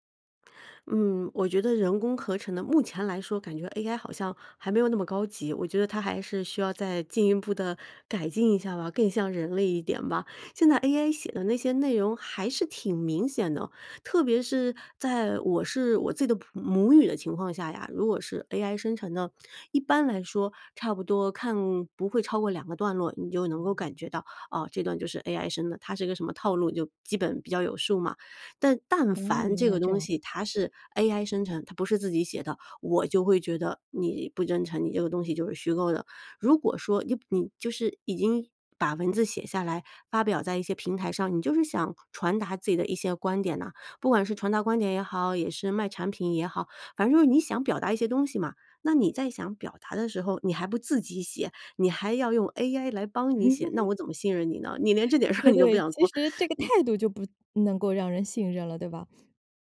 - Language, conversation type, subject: Chinese, podcast, 在网上如何用文字让人感觉真实可信？
- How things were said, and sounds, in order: laugh; laughing while speaking: "事儿你都"; teeth sucking; sniff